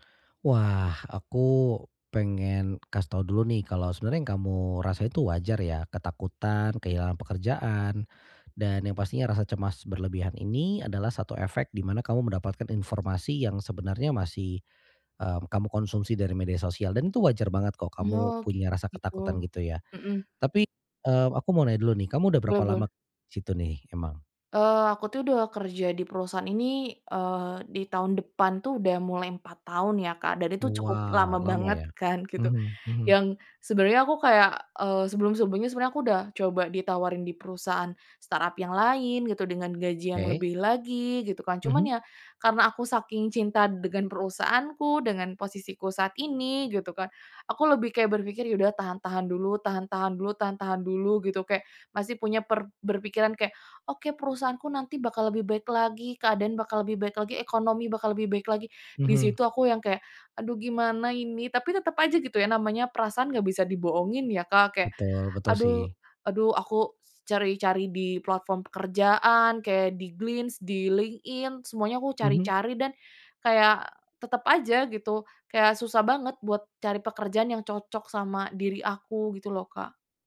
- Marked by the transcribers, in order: in English: "startup"
- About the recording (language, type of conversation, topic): Indonesian, advice, Bagaimana perasaan Anda setelah kehilangan pekerjaan dan takut menghadapi masa depan?